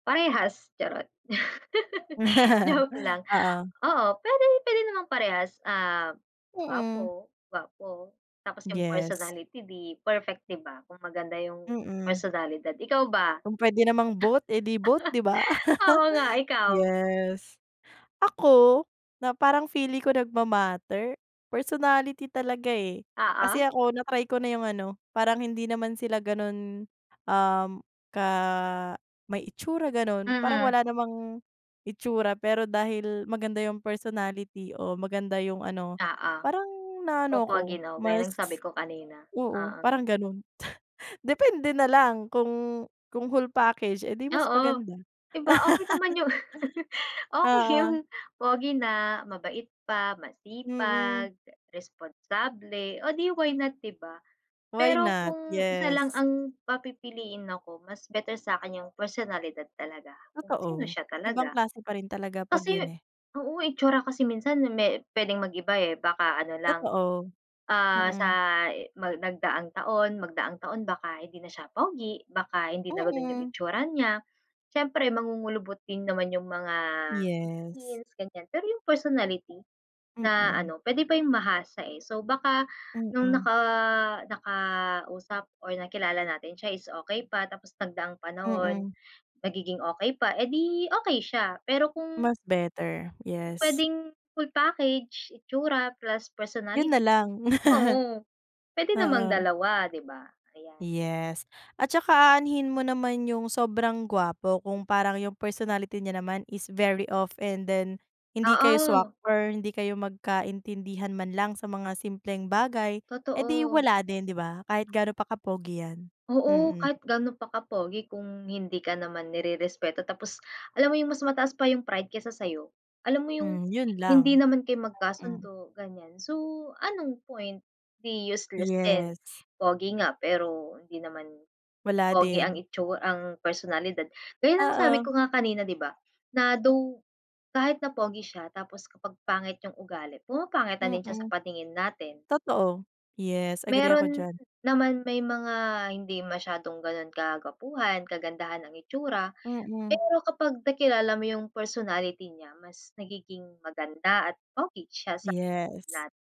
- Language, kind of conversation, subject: Filipino, unstructured, Ano ang unang bagay na napapansin mo sa isang tao?
- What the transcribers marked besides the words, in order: laugh; chuckle; chuckle; laugh; laughing while speaking: "yung"; chuckle; chuckle